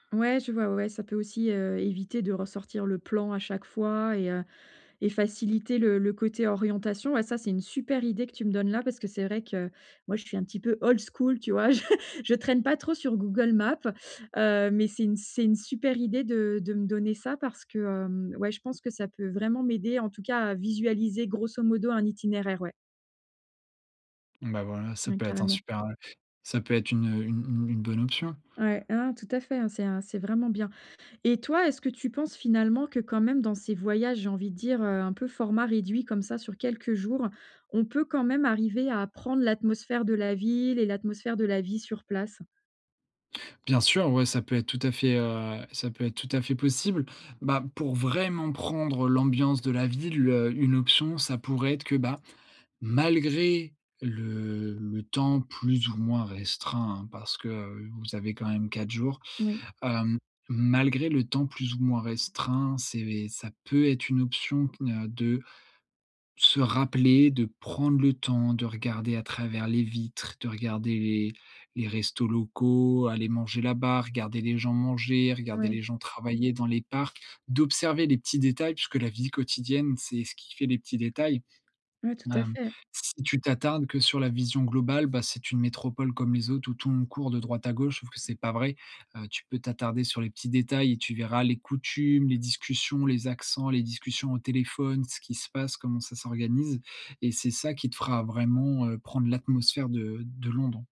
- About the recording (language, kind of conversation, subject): French, advice, Comment profiter au mieux de ses voyages quand on a peu de temps ?
- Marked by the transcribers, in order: in English: "old school"; stressed: "old school"; laughing while speaking: "Je"; "Google Maps" said as "Google Map"; other background noise; stressed: "vraiment"